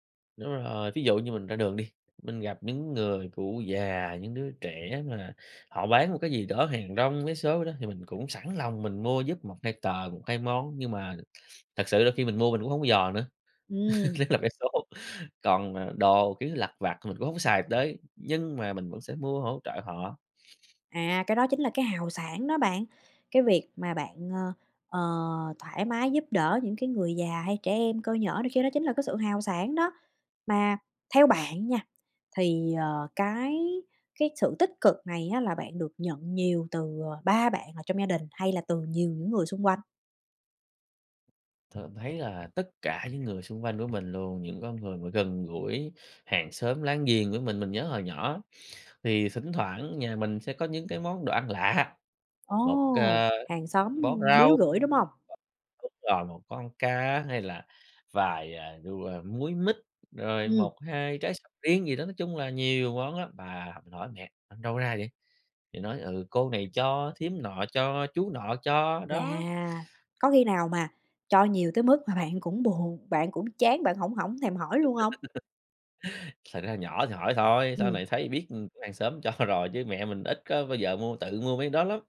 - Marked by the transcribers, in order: tapping; laugh; laughing while speaking: "nhứt là vé số"; other background noise; "Thường" said as "thượm"; laugh; laughing while speaking: "cho"
- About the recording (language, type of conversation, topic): Vietnamese, podcast, Bạn có thể kể một kỷ niệm khiến bạn tự hào về văn hoá của mình không nhỉ?